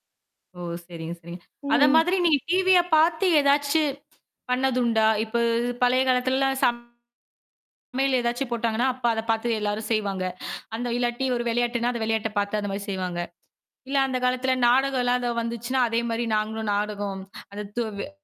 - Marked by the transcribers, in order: static; tapping; distorted speech; unintelligible speech
- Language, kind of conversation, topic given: Tamil, podcast, சிறுவயதில் நீங்கள் ரசித்து பார்த்த தொலைக்காட்சி நிகழ்ச்சி எது?